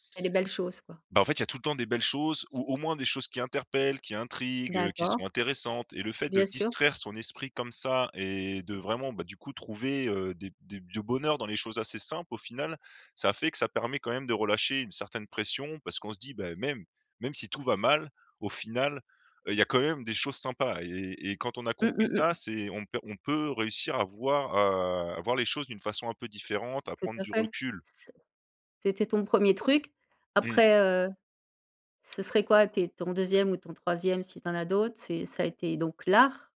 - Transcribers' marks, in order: other background noise; stressed: "recul"
- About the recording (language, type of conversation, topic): French, podcast, Qu’est-ce qui te calme le plus quand tu es stressé(e) ?